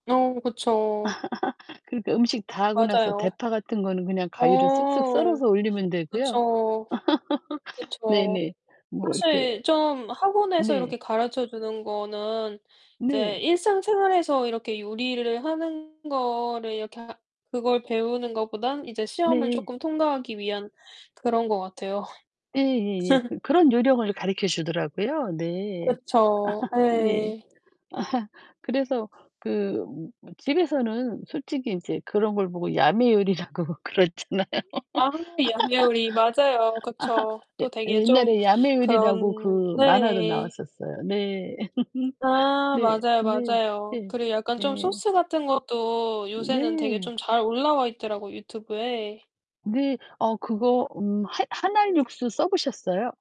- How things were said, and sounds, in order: laugh; other background noise; laugh; distorted speech; laugh; static; laugh; laughing while speaking: "요리라고 그러잖아요"; laugh; laugh
- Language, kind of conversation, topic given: Korean, unstructured, 요리를 시작할 때 가장 중요한 것은 무엇일까요?